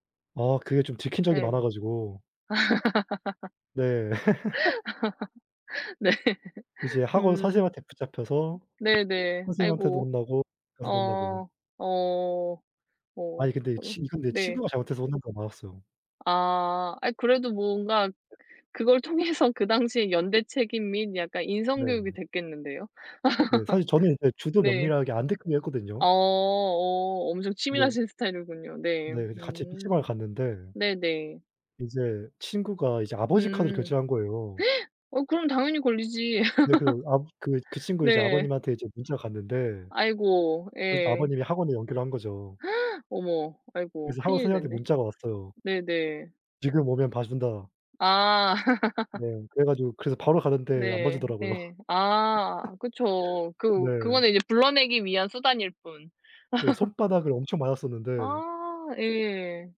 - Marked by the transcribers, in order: laugh; laughing while speaking: "네"; tapping; laughing while speaking: "통해서"; laugh; gasp; laugh; gasp; laugh; other background noise; laugh; laugh
- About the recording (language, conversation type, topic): Korean, unstructured, 과외는 꼭 필요한가요, 아니면 오히려 부담이 되나요?